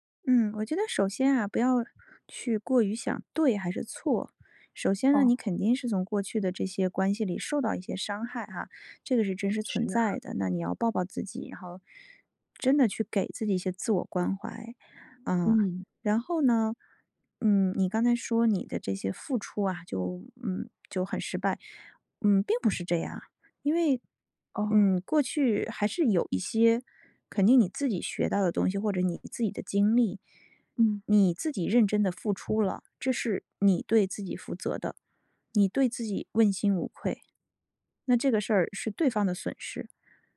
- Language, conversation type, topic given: Chinese, advice, 过去恋情失败后，我为什么会害怕开始一段新关系？
- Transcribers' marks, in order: none